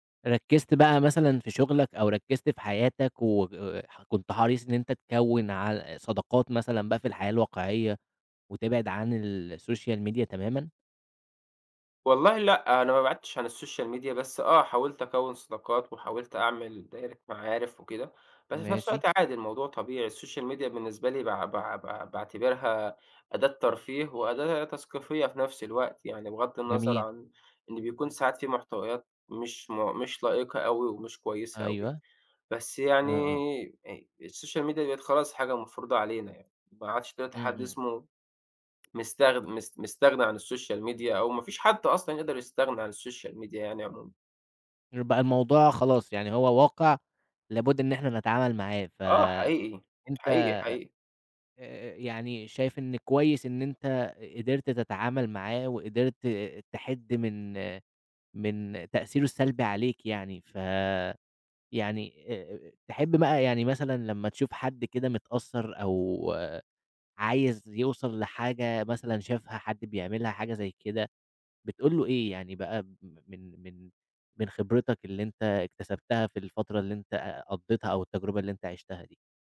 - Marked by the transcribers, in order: in English: "السوشيال ميديا"; in English: "السوشيال ميديا"; in English: "السوشيال ميديا"; in English: "السوشيال ميديا"; in English: "السوشيال ميديا"; in English: "السوشيال ميديا"; unintelligible speech; tapping
- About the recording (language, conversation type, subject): Arabic, podcast, ازاي بتتعامل مع إنك بتقارن حياتك بحياة غيرك أونلاين؟